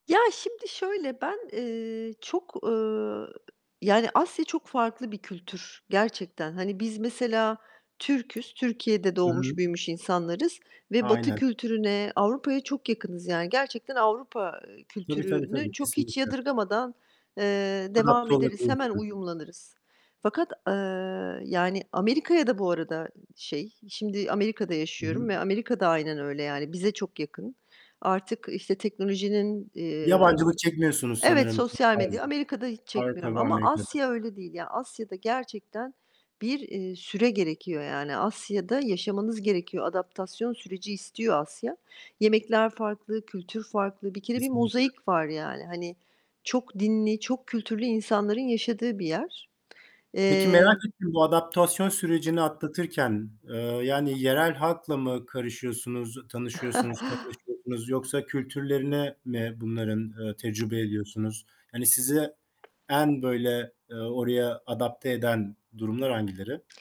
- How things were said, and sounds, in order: other background noise; distorted speech; tapping; chuckle
- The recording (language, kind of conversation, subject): Turkish, unstructured, Seyahat etmek sana ne hissettiriyor ve en unutulmaz tatilin hangisiydi?